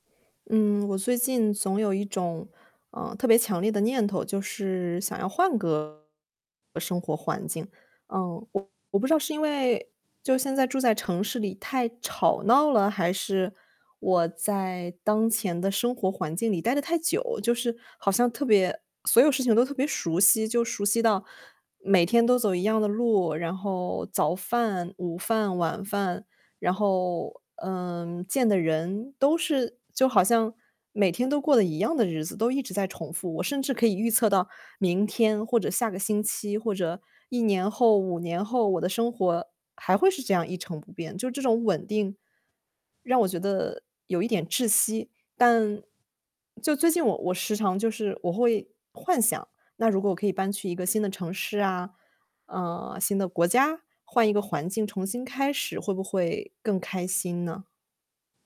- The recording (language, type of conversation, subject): Chinese, advice, 我想更换生活环境但害怕风险，该怎么办？
- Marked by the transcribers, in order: other background noise; distorted speech